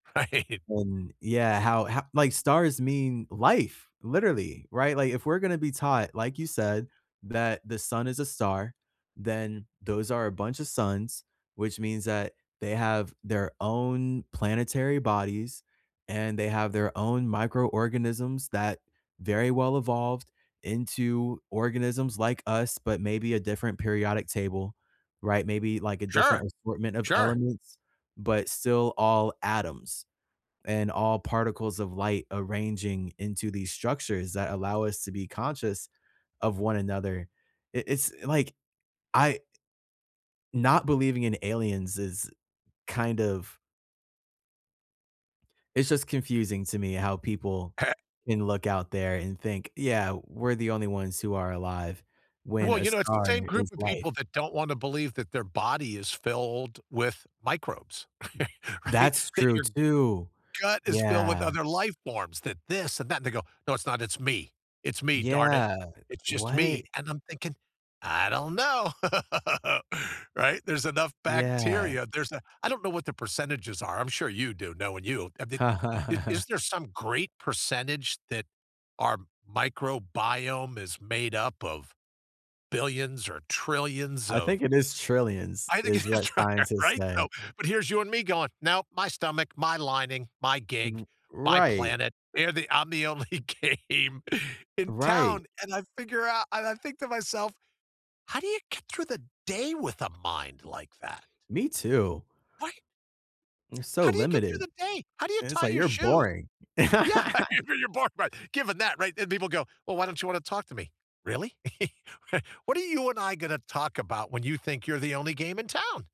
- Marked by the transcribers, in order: laughing while speaking: "Right"; other background noise; laughing while speaking: "Eh"; tapping; chuckle; laughing while speaking: "right?"; laugh; chuckle; laughing while speaking: "it is trillion"; laughing while speaking: "only game"; laughing while speaking: "you you're boring, but"; laugh; laugh; laughing while speaking: "R"
- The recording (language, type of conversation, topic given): English, unstructured, How do you feel when you see a starry night sky?